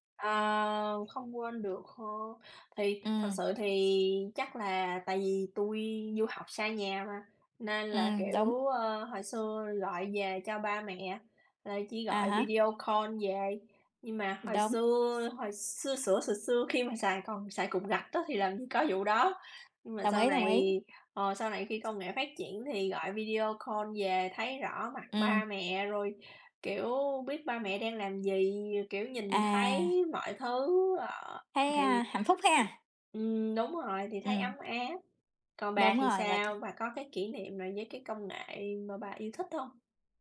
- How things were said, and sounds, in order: other background noise; in English: "call"; in English: "call"; tapping
- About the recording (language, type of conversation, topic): Vietnamese, unstructured, Có công nghệ nào khiến bạn cảm thấy thật sự hạnh phúc không?